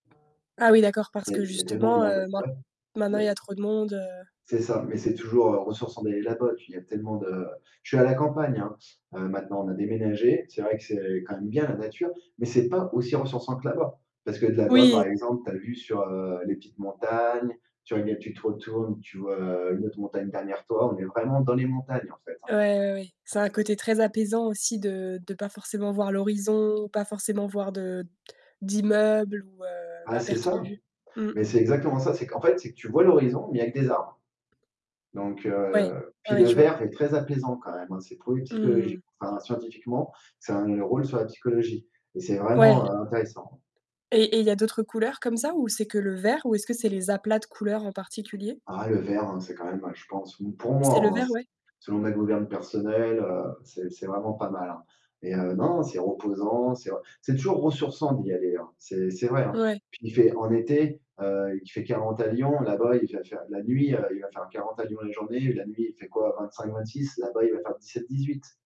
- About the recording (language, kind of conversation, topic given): French, podcast, As-tu un endroit dans la nature qui te fait du bien à chaque visite ?
- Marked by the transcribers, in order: mechanical hum; distorted speech; unintelligible speech; tapping